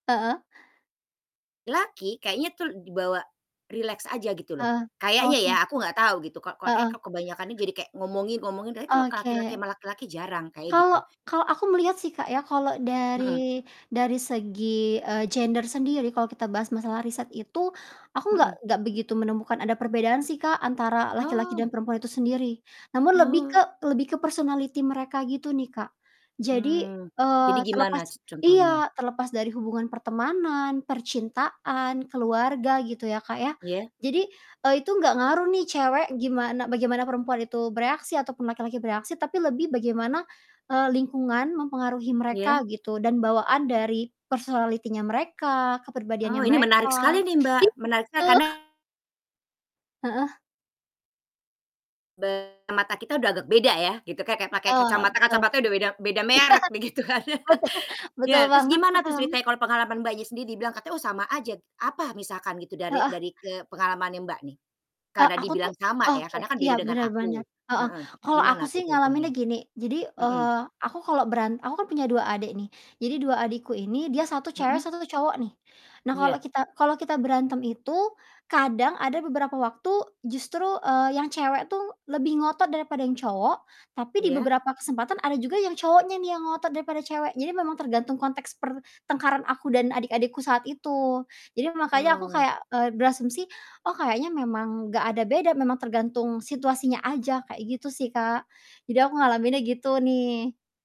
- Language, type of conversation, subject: Indonesian, unstructured, Bagaimana kamu menjaga hubungan tetap baik setelah terjadi konflik?
- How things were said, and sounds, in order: static; distorted speech; in English: "personality"; in English: "personality-nya"; laughing while speaking: "Iya, betul"; laughing while speaking: "kan"; other background noise